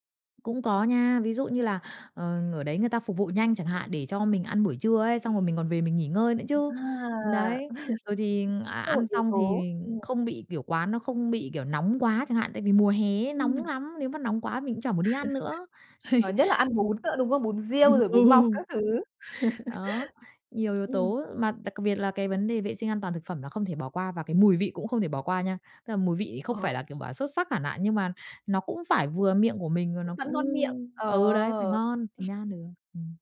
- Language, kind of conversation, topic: Vietnamese, podcast, Bạn nghĩ sao về thức ăn đường phố ở chỗ bạn?
- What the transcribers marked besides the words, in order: other background noise; chuckle; unintelligible speech; chuckle; laughing while speaking: "ấy"; laughing while speaking: "Ừm, ừ"; tapping; chuckle